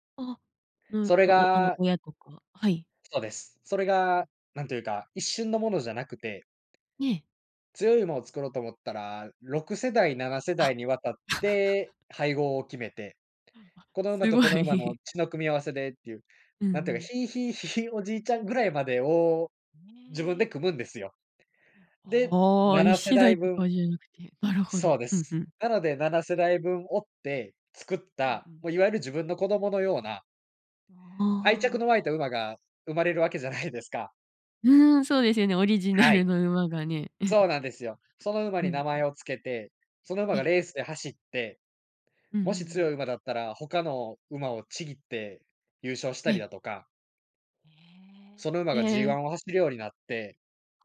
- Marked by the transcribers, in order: tapping; laugh; laughing while speaking: "すごい"; laugh
- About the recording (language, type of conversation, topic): Japanese, podcast, 昔のゲームに夢中になった理由は何でしたか？